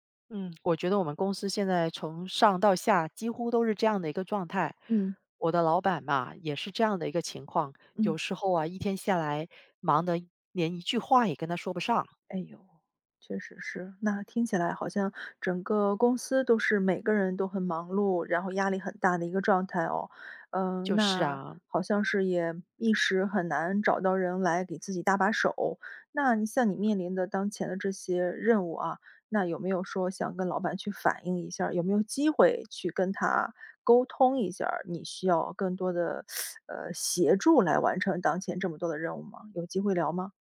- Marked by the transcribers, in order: tapping; teeth sucking
- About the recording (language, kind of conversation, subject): Chinese, advice, 同时处理太多任务导致效率低下时，我该如何更好地安排和完成这些任务？